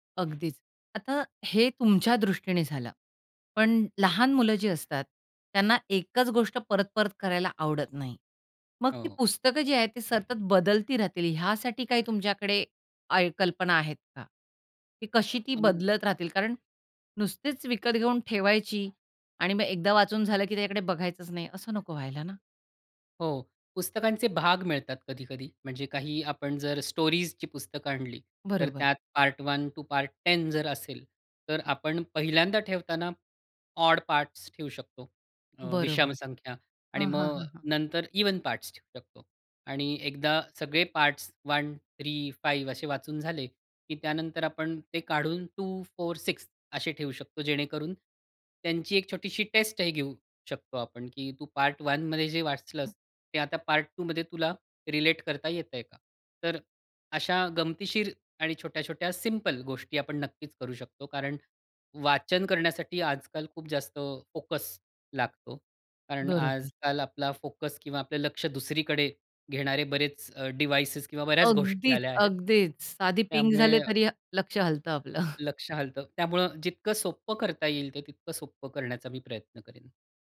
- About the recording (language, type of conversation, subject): Marathi, podcast, एक छोटा वाचन कोपरा कसा तयार कराल?
- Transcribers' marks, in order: other background noise; unintelligible speech; in English: "स्टोरीजची"; in English: "पार्ट वन टू पार्ट टेन"; other noise; in English: "डिव्हाइसेस"; chuckle